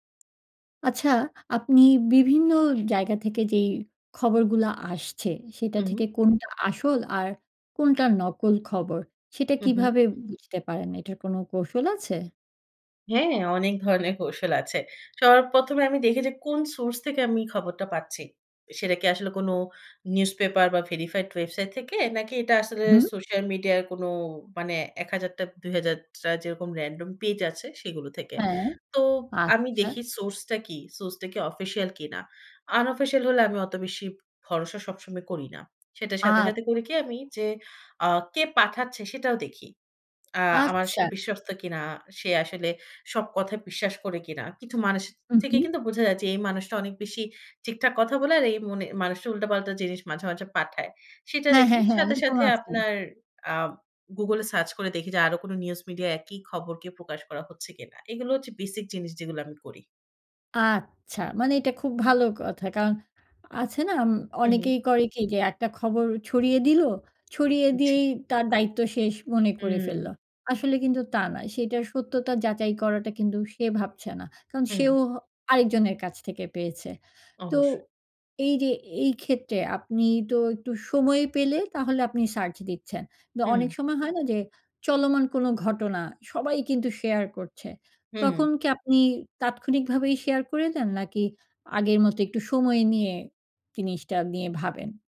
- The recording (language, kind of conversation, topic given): Bengali, podcast, ফেক নিউজ চিনতে তুমি কী কৌশল ব্যবহার করো?
- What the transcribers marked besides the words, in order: in English: "ভেরিফাইড"; other background noise; drawn out: "আচ্ছা"